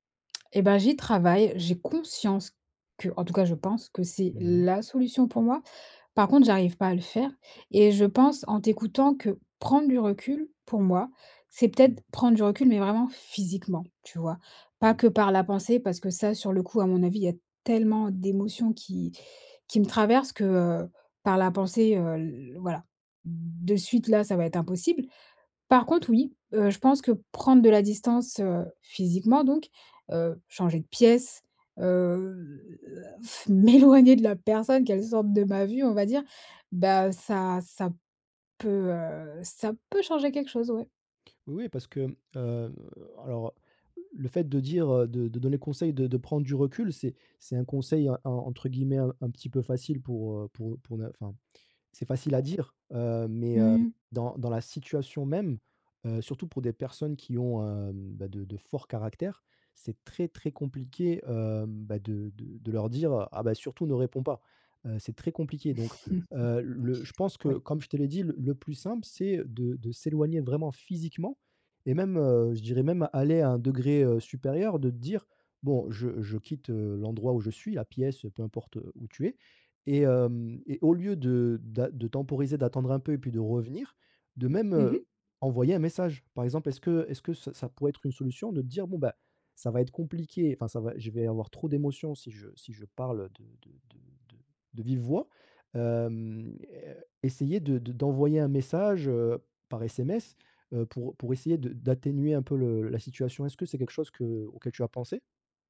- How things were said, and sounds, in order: stressed: "tellement"; chuckle; stressed: "physiquement"; other background noise
- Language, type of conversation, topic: French, advice, Comment communiquer quand les émotions sont vives sans blesser l’autre ni soi-même ?